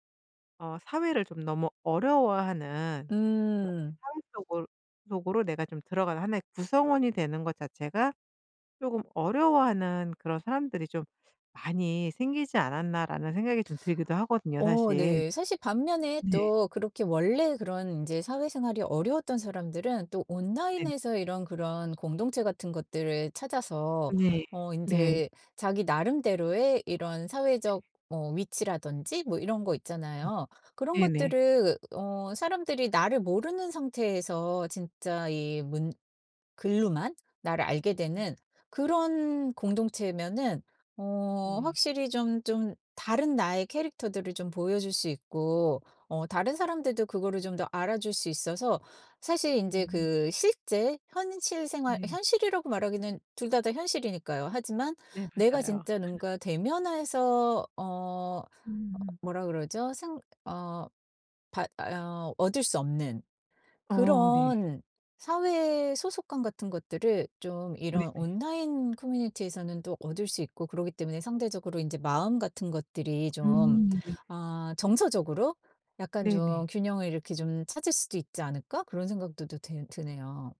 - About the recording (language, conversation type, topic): Korean, podcast, 요즘 스마트폰 때문에 사람들 사이의 관계가 어떻게 달라졌다고 생각하시나요?
- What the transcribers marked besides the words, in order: other background noise; laugh